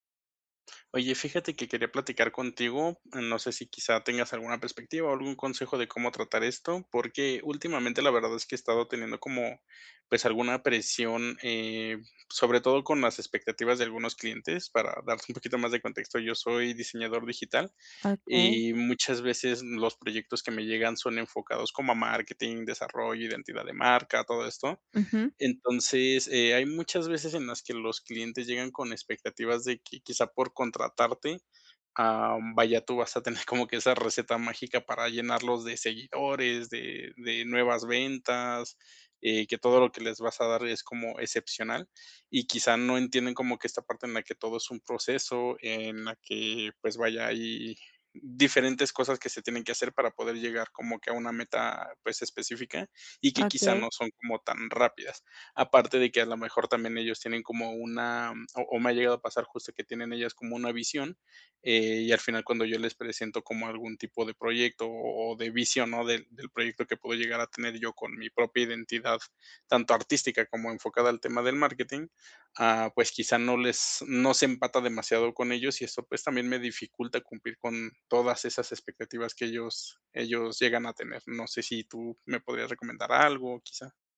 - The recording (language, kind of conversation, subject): Spanish, advice, ¿Cómo puedo manejar la presión de tener que ser perfecto todo el tiempo?
- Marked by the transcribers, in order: chuckle